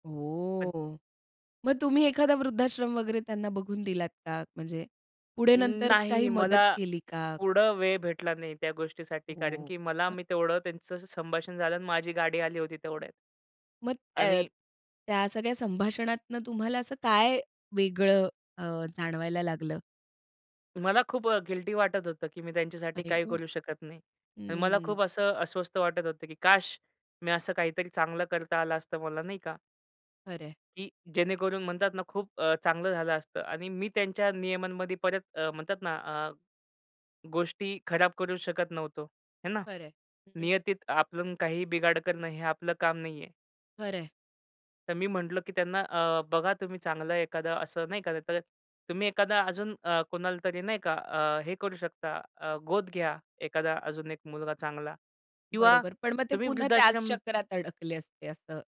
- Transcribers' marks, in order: other background noise; in English: "गिल्टी"; sad: "आई ग! हम्म"
- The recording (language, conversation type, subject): Marathi, podcast, स्टेशनवर अनोळखी व्यक्तीशी झालेल्या गप्पांमुळे तुमच्या विचारांत किंवा निर्णयांत काय बदल झाला?